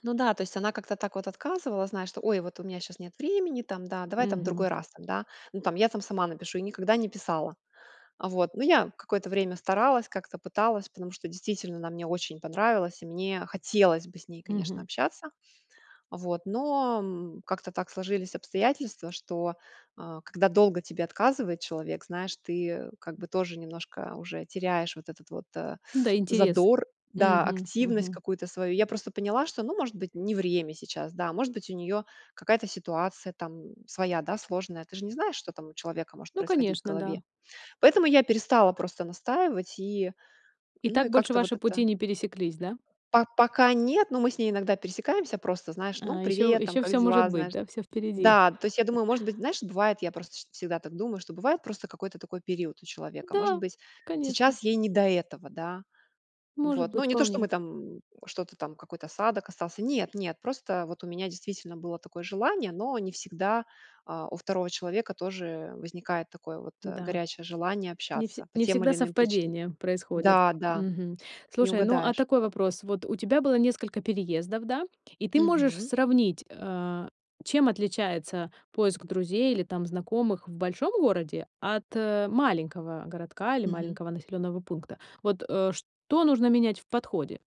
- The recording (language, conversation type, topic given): Russian, podcast, Как вы знакомитесь с новыми людьми после переезда в новое место?
- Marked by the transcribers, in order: tapping; chuckle